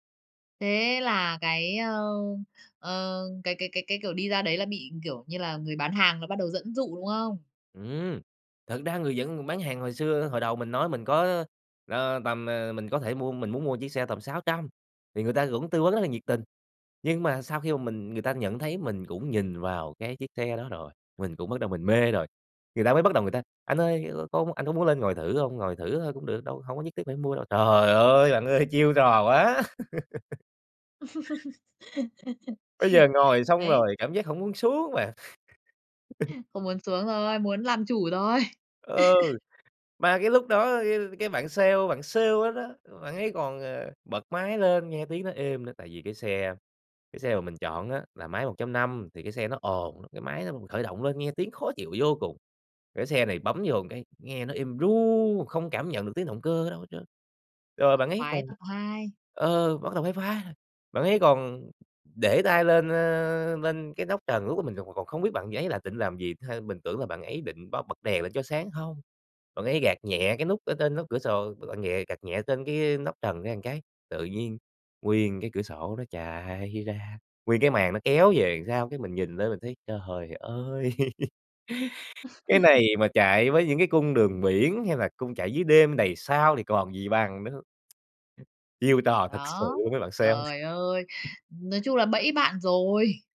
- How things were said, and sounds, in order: tapping; laugh; laughing while speaking: "Bây giờ ngồi xong rồi"; chuckle; laughing while speaking: "thôi"; laugh; "sale" said as "sêu"; "sổ" said as "sồ"; laugh; lip smack
- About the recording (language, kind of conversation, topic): Vietnamese, podcast, Bạn có thể kể về một lần bạn đưa ra lựa chọn sai và bạn đã học được gì từ đó không?